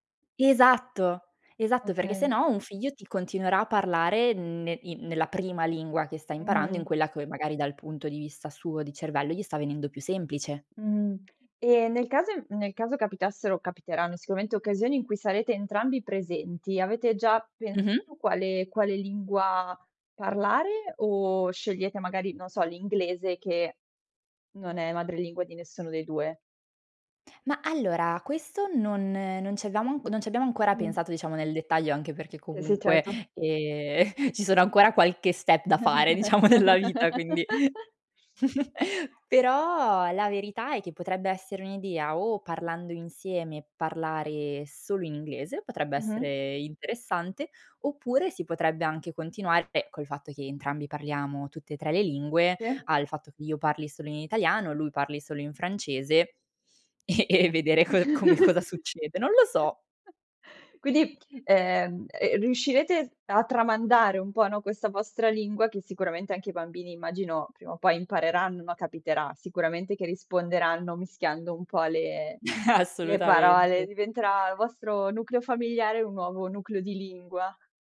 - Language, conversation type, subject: Italian, podcast, Ti va di parlare del dialetto o della lingua che parli a casa?
- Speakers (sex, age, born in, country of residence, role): female, 25-29, Italy, France, guest; female, 25-29, Italy, Italy, host
- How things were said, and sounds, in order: tapping; laughing while speaking: "ehm"; chuckle; laughing while speaking: "diciamo nella vita quindi"; chuckle; other background noise; laughing while speaking: "e e vedere co come"; chuckle; chuckle